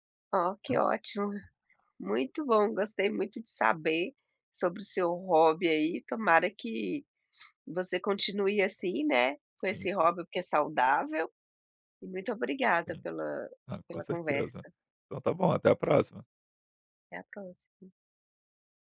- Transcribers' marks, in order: other background noise; sniff
- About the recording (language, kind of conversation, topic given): Portuguese, podcast, Qual é a história por trás do seu hobby favorito?